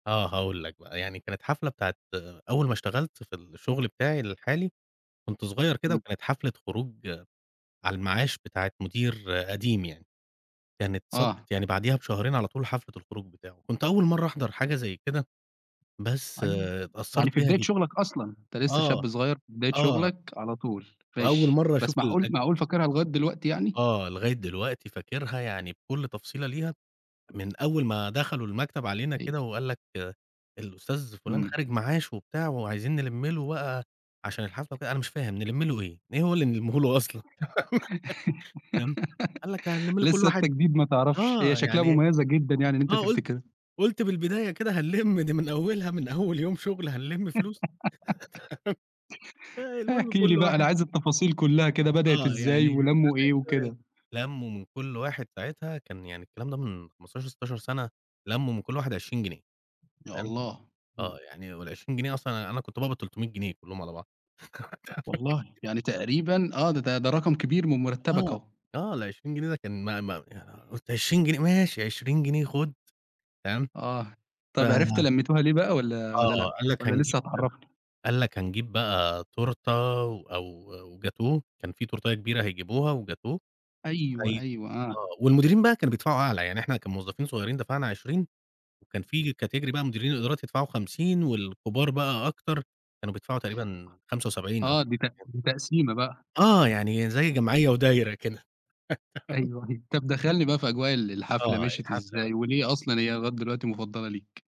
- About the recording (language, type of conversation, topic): Arabic, podcast, إيه أحسن حفلة حضرتها، وليه كانت أحلى حفلة بالنسبة لك؟
- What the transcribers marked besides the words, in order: other background noise; tapping; giggle; laugh; laughing while speaking: "من البداية كده هنلمّ دي … شغل هنلمّ فلوس؟"; laugh; laugh; unintelligible speech; unintelligible speech; horn; in English: "category"; chuckle; laughing while speaking: "تمام"